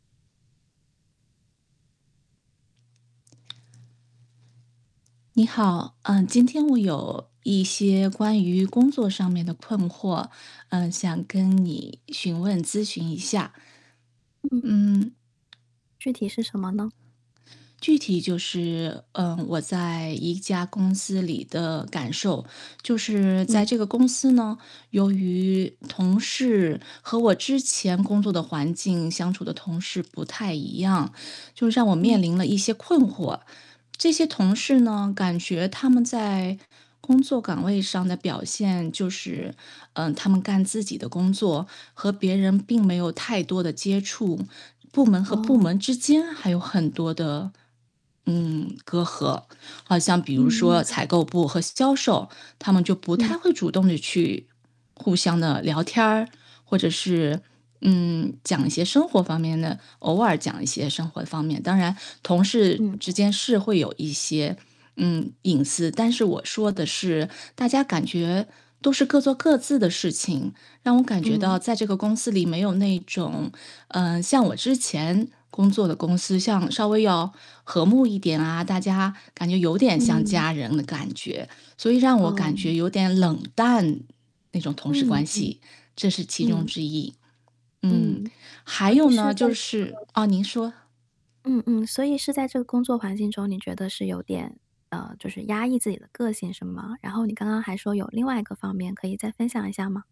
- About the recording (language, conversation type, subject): Chinese, advice, 你是否因为工作环境而不得不压抑自己的真实个性？
- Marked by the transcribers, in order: static; other background noise; distorted speech